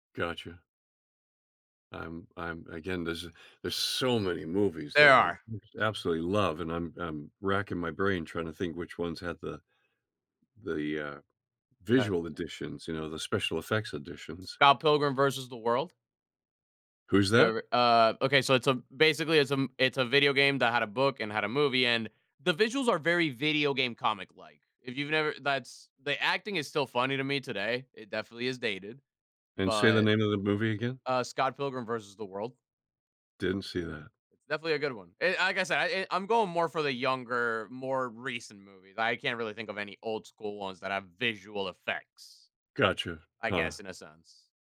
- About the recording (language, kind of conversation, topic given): English, unstructured, How should I weigh visual effects versus storytelling and acting?
- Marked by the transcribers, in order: other background noise; unintelligible speech